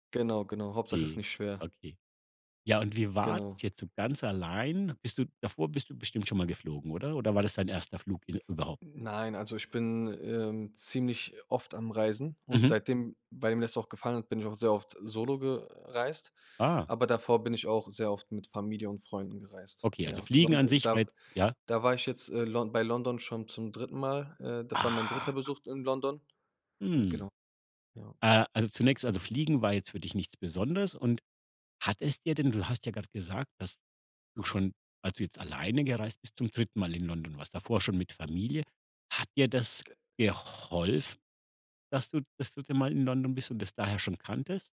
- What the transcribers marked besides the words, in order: other background noise; stressed: "Aha"; stressed: "geholfen"
- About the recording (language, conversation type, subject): German, podcast, Welche Tipps hast du für die erste Solo-Reise?